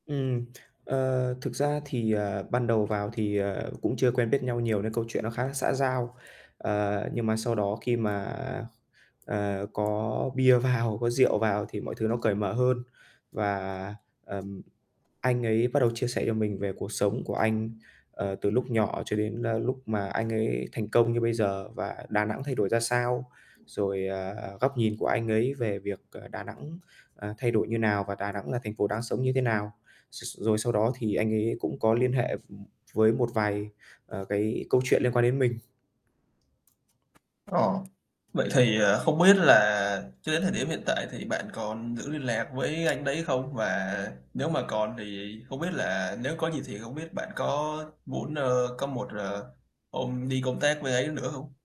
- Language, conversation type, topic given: Vietnamese, podcast, Bạn đã từng có chuyến đi nào khiến bạn thay đổi không?
- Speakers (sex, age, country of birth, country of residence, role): male, 20-24, Vietnam, Vietnam, guest; male, 20-24, Vietnam, Vietnam, host
- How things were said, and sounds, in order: tapping; unintelligible speech; other background noise